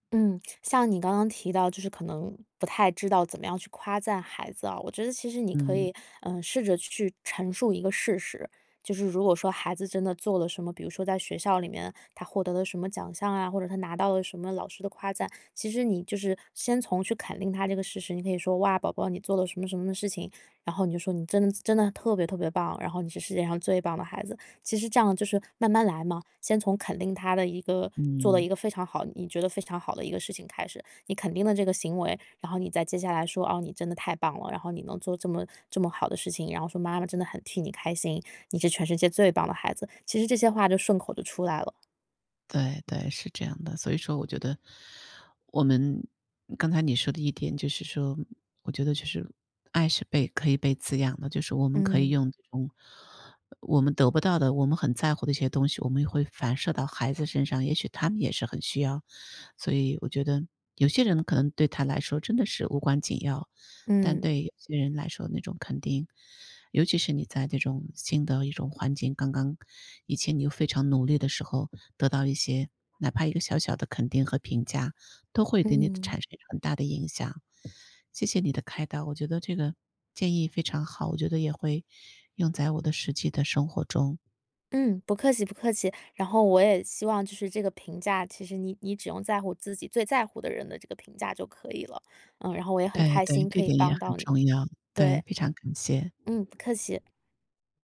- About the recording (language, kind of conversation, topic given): Chinese, advice, 如何面对别人的评价并保持自信？
- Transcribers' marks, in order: tapping; other background noise